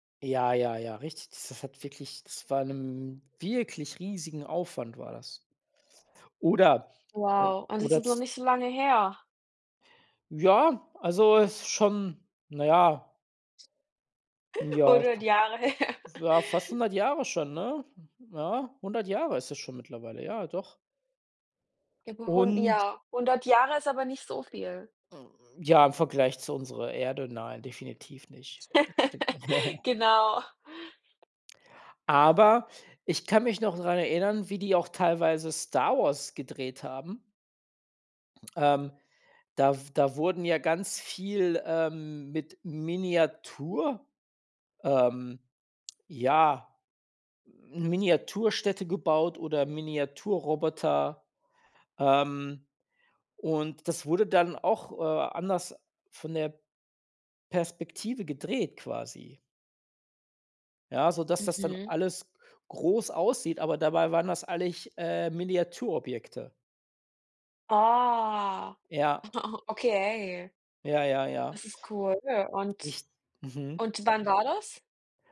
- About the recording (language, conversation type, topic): German, unstructured, Wie hat sich die Darstellung von Technologie in Filmen im Laufe der Jahre entwickelt?
- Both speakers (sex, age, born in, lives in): female, 30-34, Germany, Germany; male, 40-44, Germany, Portugal
- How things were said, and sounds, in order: laughing while speaking: "hundert Jahre her"; laugh; laughing while speaking: "ne"; drawn out: "Ah. Okay"; laugh